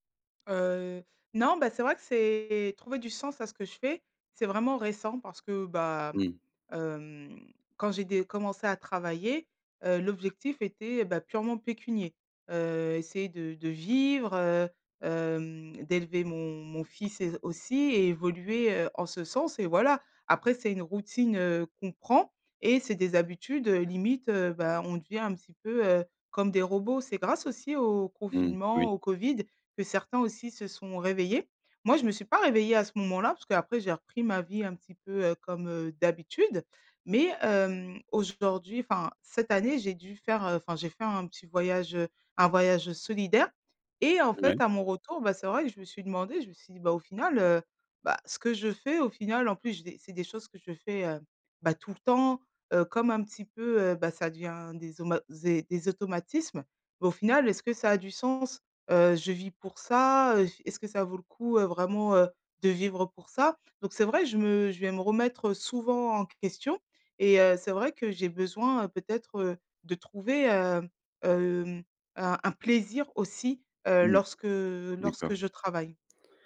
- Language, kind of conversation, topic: French, advice, Comment puis-je redonner du sens à mon travail au quotidien quand il me semble routinier ?
- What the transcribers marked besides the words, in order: stressed: "vivre"; other background noise